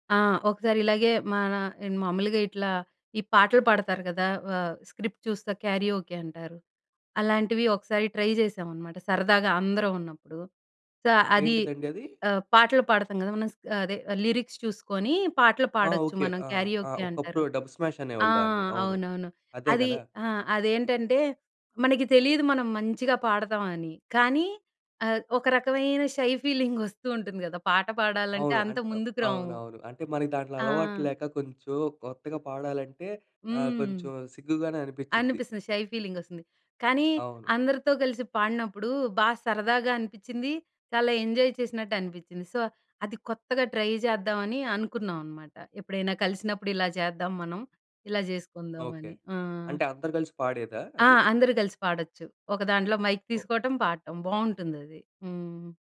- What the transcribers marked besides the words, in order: in English: "స్క్రిప్ట్"; in English: "క్యారియోకే"; in English: "ట్రై"; in English: "సో"; in English: "లిరిక్స్"; in English: "డబ్ స్మాష్"; in English: "క్యారియోకే"; in English: "షై ఫీలింగ్"; in English: "షై ఫీలింగ్"; in English: "ఎంజాయ్"; in English: "సో"; in English: "ట్రై"
- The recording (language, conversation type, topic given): Telugu, podcast, బిజీ షెడ్యూల్లో హాబీకి సమయం ఎలా కేటాయించుకోవాలి?